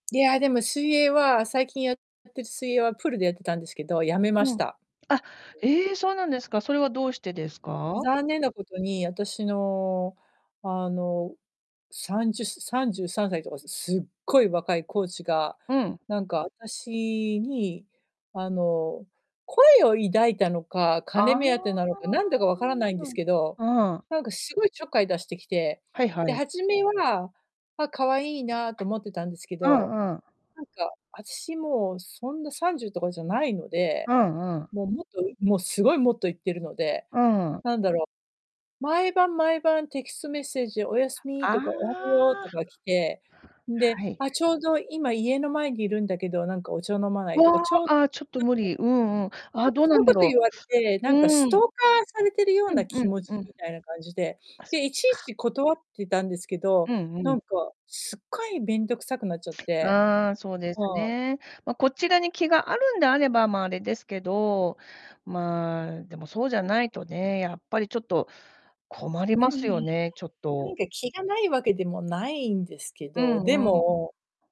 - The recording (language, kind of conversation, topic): Japanese, unstructured, スポーツを通じてどんな楽しさを感じますか？
- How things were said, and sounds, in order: distorted speech; "好意" said as "こえ"; other background noise